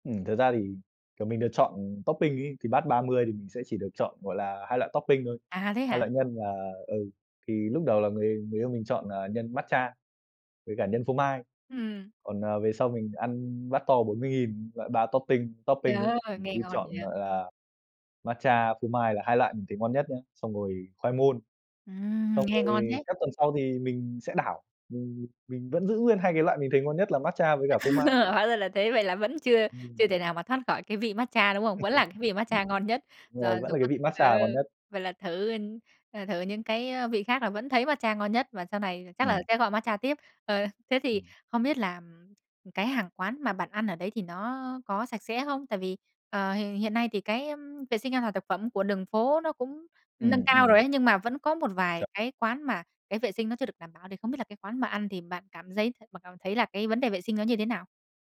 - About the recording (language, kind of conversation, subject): Vietnamese, podcast, Bạn có thể kể về lần bạn thử một món ăn lạ và mê luôn không?
- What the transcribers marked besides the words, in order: in English: "topping"; in English: "topping"; in English: "topping topping"; tsk; laugh; laughing while speaking: "Hóa ra là thế"; tapping; laugh; other background noise; laughing while speaking: "Vẫn là cái vị matcha ngon nhất?"